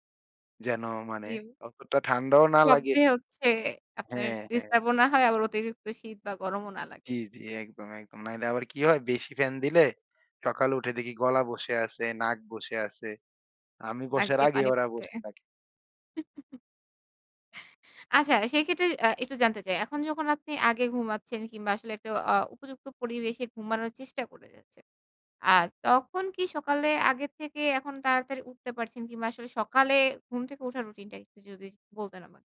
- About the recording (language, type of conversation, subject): Bengali, podcast, ঘুমের আগে ফোন বা স্ক্রিন ব্যবহার করার ক্ষেত্রে তোমার রুটিন কী?
- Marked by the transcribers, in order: chuckle